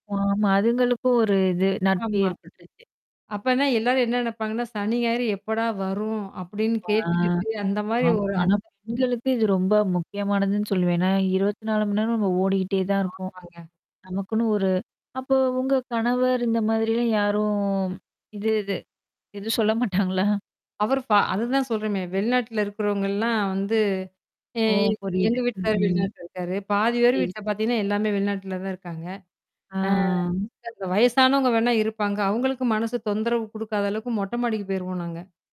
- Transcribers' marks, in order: static; drawn out: "ஆ"; distorted speech; laughing while speaking: "சொல்ல மாட்டாங்களா?"; surprised: "ஓ!"; drawn out: "ஆ"
- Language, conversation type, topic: Tamil, podcast, புதிய நகரத்தில் சுலபமாக நண்பர்களை எப்படி உருவாக்கிக்கொள்வது?